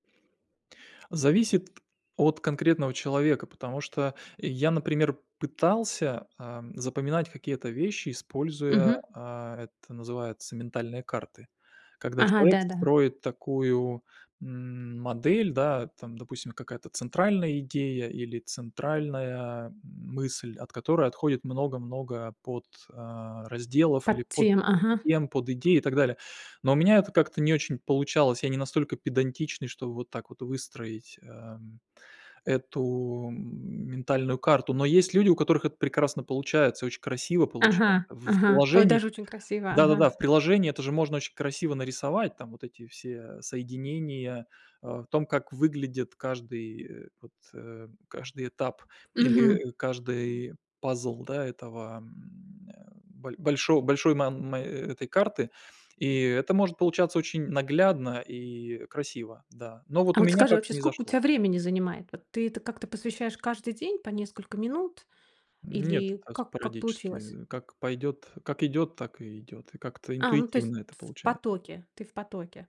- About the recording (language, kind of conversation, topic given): Russian, podcast, Как ты фиксируешь внезапные идеи, чтобы не забыть?
- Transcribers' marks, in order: tapping; other background noise